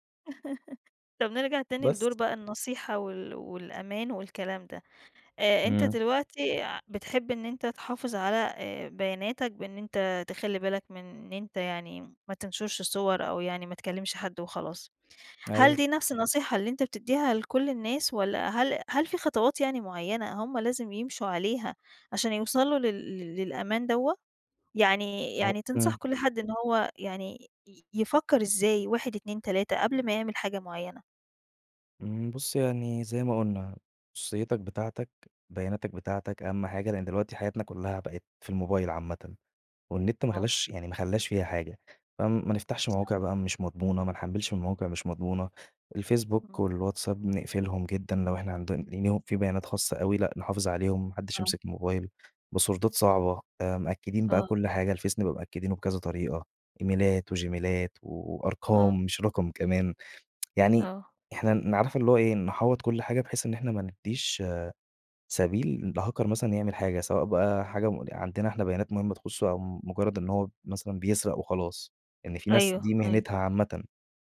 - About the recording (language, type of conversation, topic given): Arabic, podcast, إزاي بتحافظ على خصوصيتك على الإنترنت؟
- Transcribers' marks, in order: laugh; unintelligible speech; in English: "باسوردات"; in English: "إيميلات وجيميلات"; tsk; in English: "لهاكر"